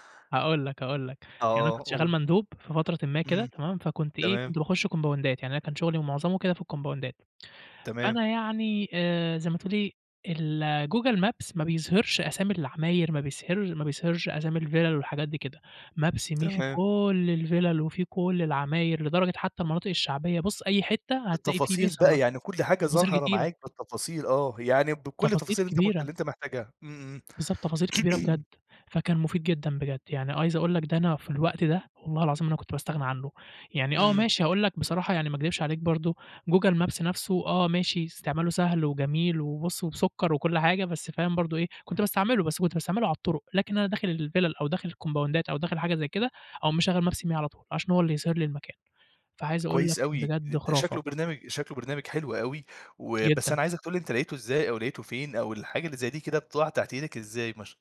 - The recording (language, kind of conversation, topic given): Arabic, podcast, إيه أبسط أدوات التكنولوجيا اللي ما تقدرش تستغنى عنها؟
- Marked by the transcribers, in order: tapping; in English: "كومباوندات"; in English: "الكومباوندات"; throat clearing; in English: "الكومباوندات"; in English: "maps me"